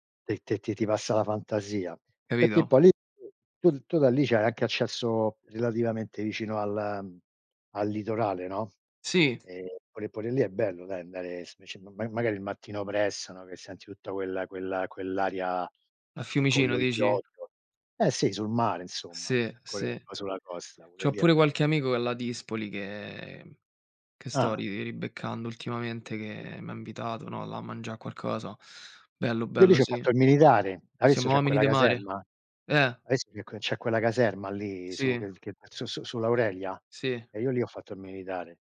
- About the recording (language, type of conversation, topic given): Italian, unstructured, Come ti senti dopo una corsa all’aperto?
- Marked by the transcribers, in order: other background noise; "Sì, sì" said as "se, se"; "Siamo" said as "semo"